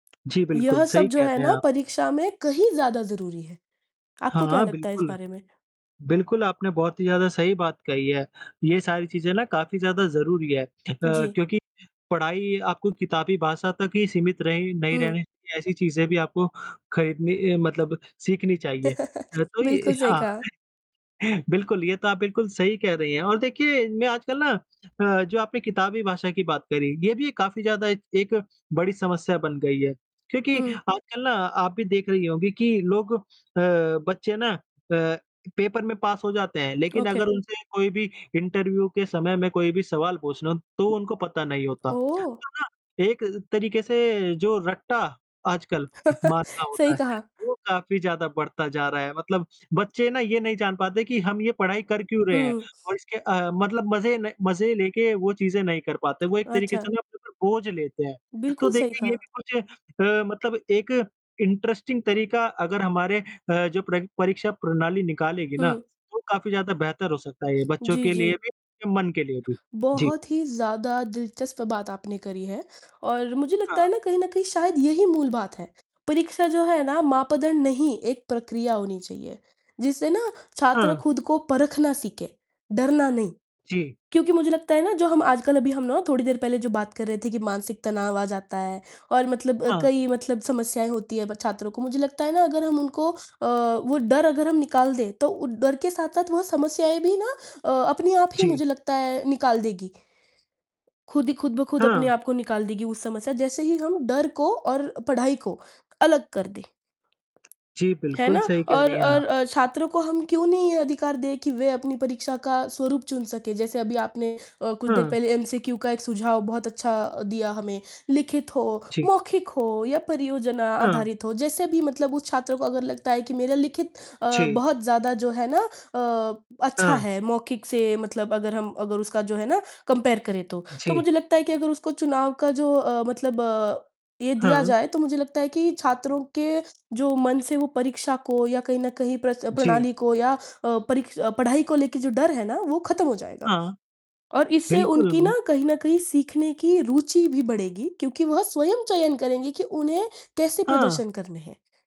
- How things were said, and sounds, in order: tapping; distorted speech; other noise; chuckle; in English: "ओके"; in English: "इंटरव्यू"; other background noise; chuckle; in English: "इंटरेस्टिंग"; in English: "कम्पेयर"
- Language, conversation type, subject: Hindi, unstructured, क्या परीक्षा प्रणाली छात्रों की योग्यता को सही ढंग से मापती है?
- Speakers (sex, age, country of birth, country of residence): female, 20-24, India, India; female, 25-29, India, India